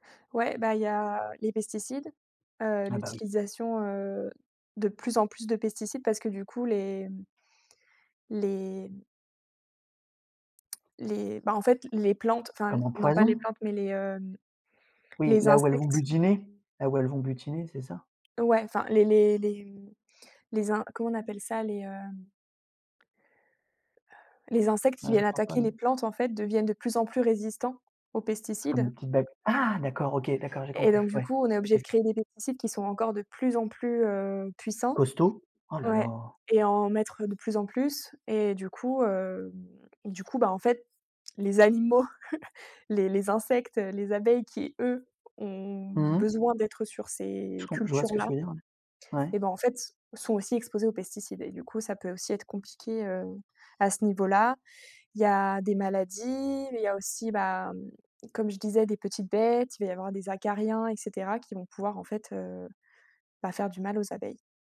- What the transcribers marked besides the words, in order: tapping; other background noise; chuckle
- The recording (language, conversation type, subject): French, podcast, Pourquoi les abeilles sont-elles si importantes, selon toi ?